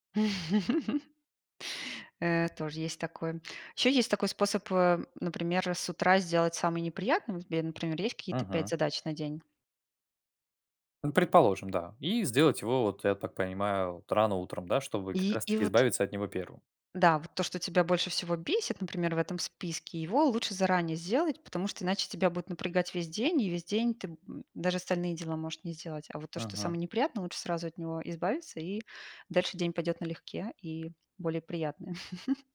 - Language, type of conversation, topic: Russian, unstructured, Какие технологии помогают вам в организации времени?
- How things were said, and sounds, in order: chuckle; grunt; chuckle